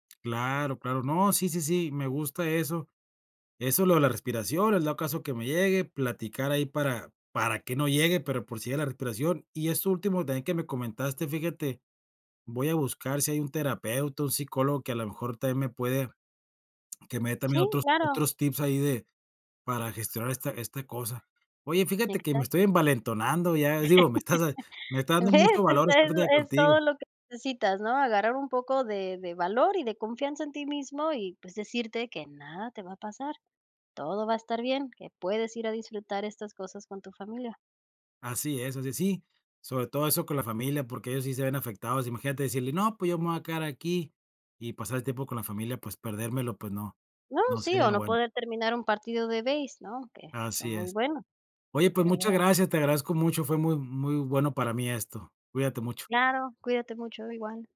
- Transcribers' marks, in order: chuckle; unintelligible speech
- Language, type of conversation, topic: Spanish, advice, ¿Cómo puedo manejar la preocupación constante antes de eventos sociales?